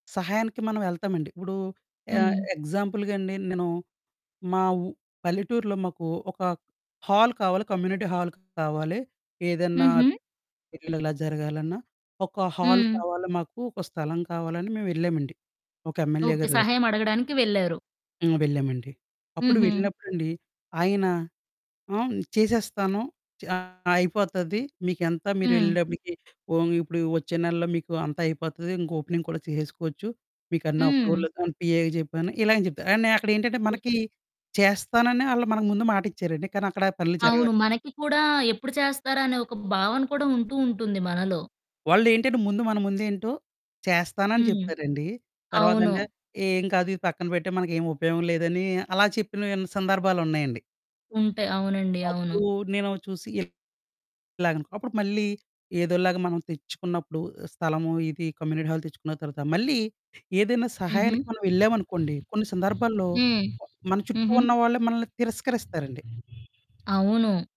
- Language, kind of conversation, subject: Telugu, podcast, సహాయం చేయలేనప్పుడు అది స్పష్టంగా, మర్యాదగా ఎలా తెలియజేయాలి?
- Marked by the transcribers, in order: in English: "ఎగ్జాంపుల్‌గండి"; in English: "హాల్"; in English: "కమ్యూనిటీ హాల్"; distorted speech; in English: "హాల్"; in English: "ఎమ్మెల్యే"; static; in English: "పిఏకి"; in English: "కమ్యూనిటీ హాల్"; other background noise